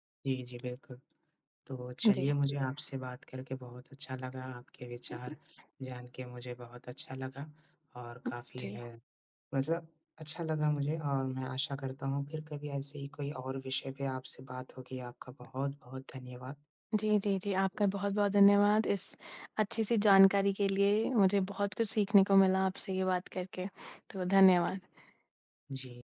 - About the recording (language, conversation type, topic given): Hindi, unstructured, क्या झगड़े के बाद दोस्ती फिर से हो सकती है?
- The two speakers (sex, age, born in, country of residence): female, 20-24, India, India; male, 20-24, India, India
- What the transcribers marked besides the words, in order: tapping